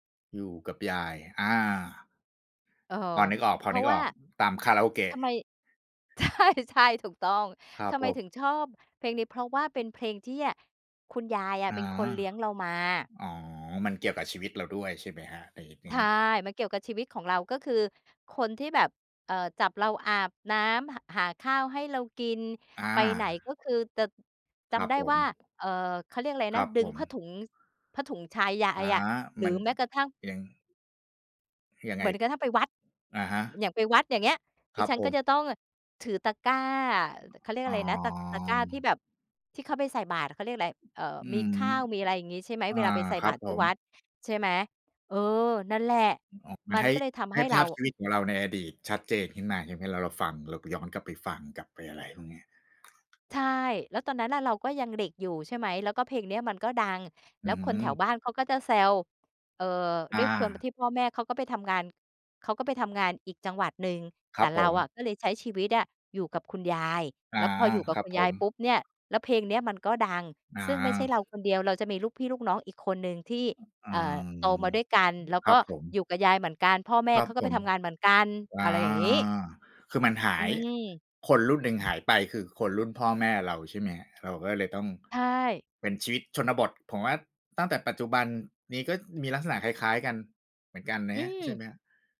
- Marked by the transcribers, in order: laughing while speaking: "ใช่ ๆ"; tapping; other background noise; "ความ" said as "เควือม"
- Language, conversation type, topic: Thai, podcast, เพลงแรกที่คุณจำได้คือเพลงอะไร เล่าให้ฟังหน่อยได้ไหม?